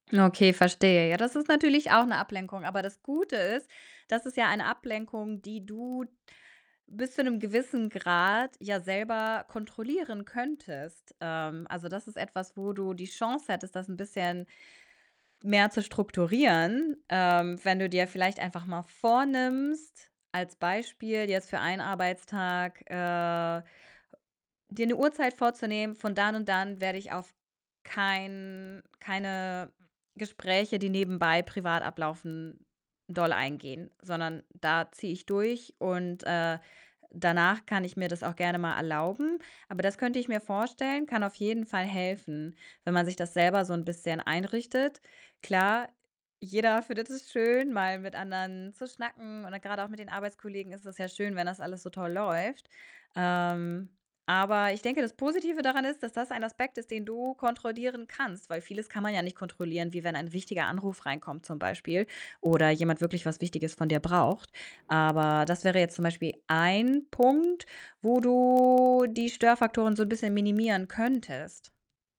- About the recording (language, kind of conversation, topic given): German, advice, Wie kann ich meine Konzentrationsphasen verlängern, um länger am Stück tief arbeiten zu können?
- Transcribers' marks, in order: distorted speech; static; unintelligible speech; other background noise; joyful: "jeder findet es schön"; stressed: "ein"; drawn out: "du"